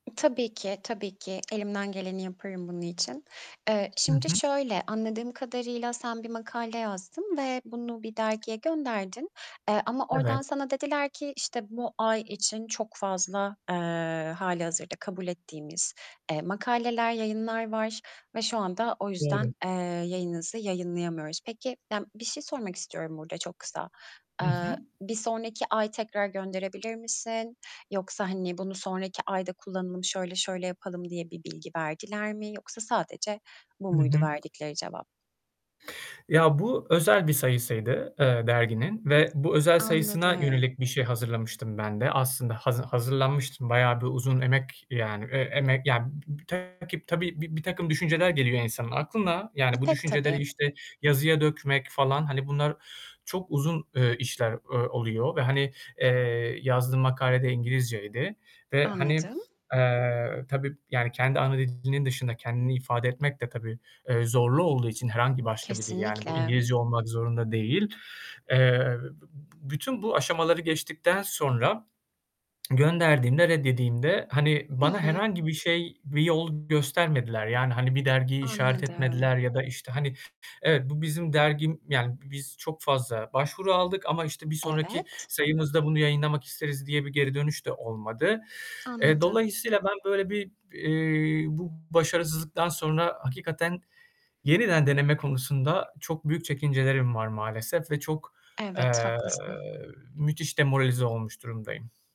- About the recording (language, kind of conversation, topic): Turkish, advice, Başarısız olduktan sonra yeniden denemekten neden kaçınıyorsun?
- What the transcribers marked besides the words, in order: tapping; other background noise; "yayımlayamıyoruz" said as "yayınlayamıyoruz"; distorted speech; static; lip smack